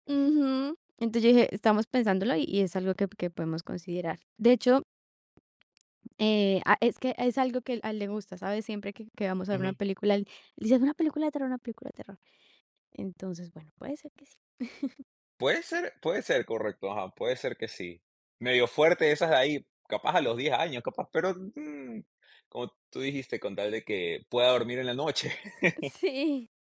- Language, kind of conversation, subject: Spanish, podcast, ¿Tienes alguna tradición gastronómica familiar que te reconforte?
- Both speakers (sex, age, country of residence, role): female, 20-24, Italy, guest; male, 25-29, United States, host
- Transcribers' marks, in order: tapping; chuckle; laughing while speaking: "Sí"; laugh